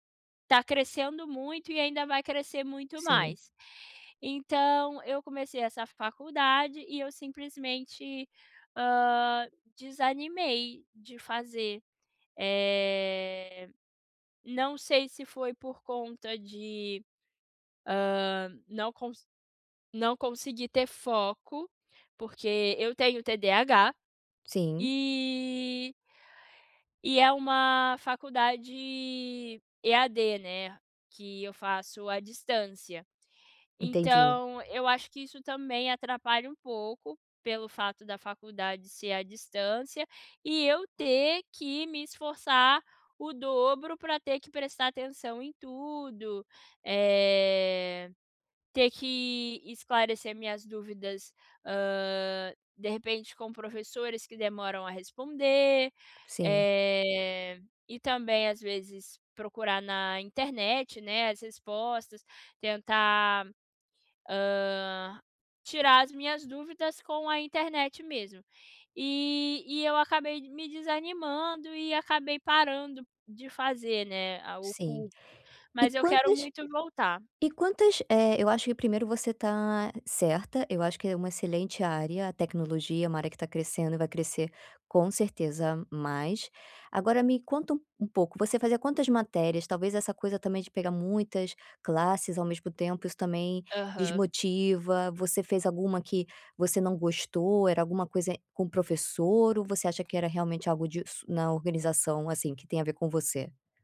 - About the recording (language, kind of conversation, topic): Portuguese, advice, Como posso retomar projetos que deixei incompletos?
- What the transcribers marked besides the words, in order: tapping